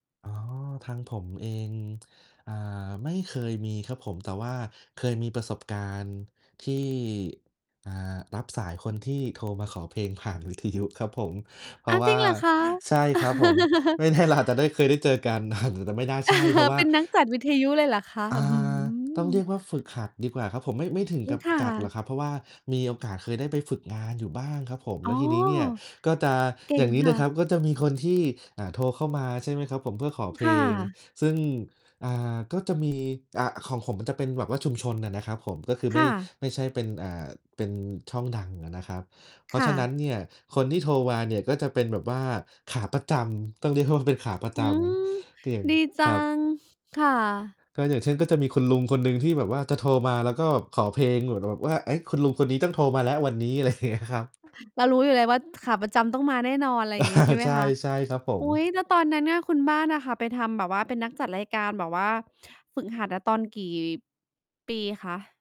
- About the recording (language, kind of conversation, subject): Thai, unstructured, เมื่อคุณอยากแสดงความเป็นตัวเอง คุณมักจะทำอย่างไร?
- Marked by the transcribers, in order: distorted speech; surprised: "อา จริงเหรอคะ ?"; laughing while speaking: "แน่"; laugh; chuckle; other noise; laughing while speaking: "อะไร"; unintelligible speech; laugh